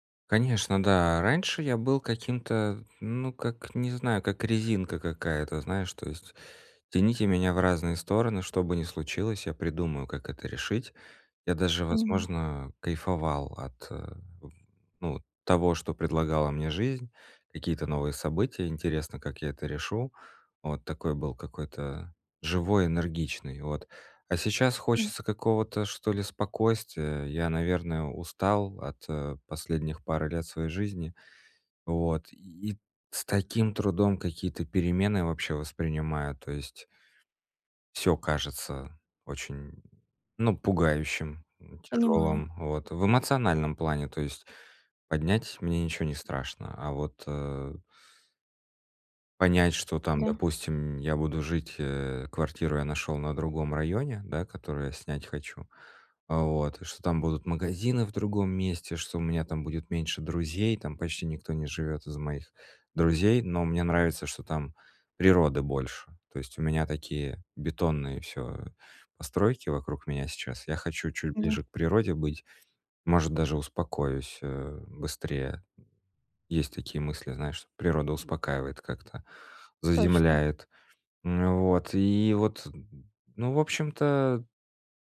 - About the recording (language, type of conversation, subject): Russian, advice, Как мне стать более гибким в мышлении и легче принимать изменения?
- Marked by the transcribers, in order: other background noise